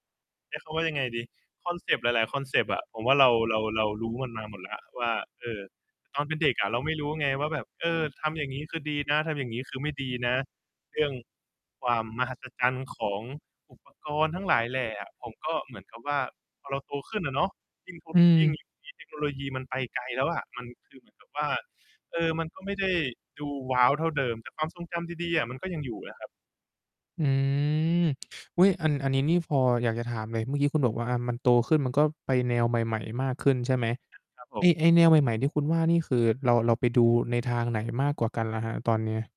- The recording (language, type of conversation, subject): Thai, podcast, หนังหรือการ์ตูนที่คุณดูตอนเด็กๆ ส่งผลต่อคุณในวันนี้อย่างไรบ้าง?
- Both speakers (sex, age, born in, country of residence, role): male, 20-24, Thailand, Thailand, host; male, 25-29, Thailand, Thailand, guest
- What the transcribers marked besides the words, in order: mechanical hum; distorted speech; drawn out: "อืม"